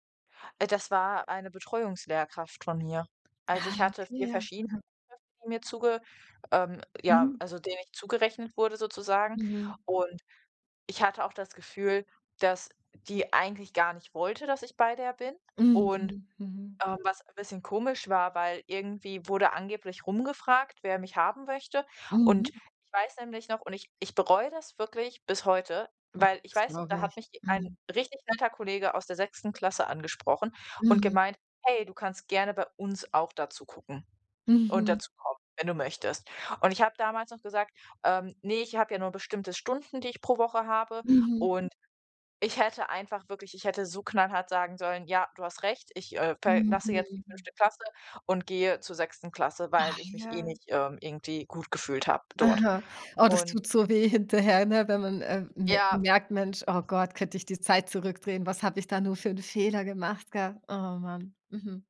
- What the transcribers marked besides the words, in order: other background noise; other noise; stressed: "uns"
- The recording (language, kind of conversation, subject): German, advice, Warum fühle ich mich bei Kritik sofort angegriffen und reagiere heftig?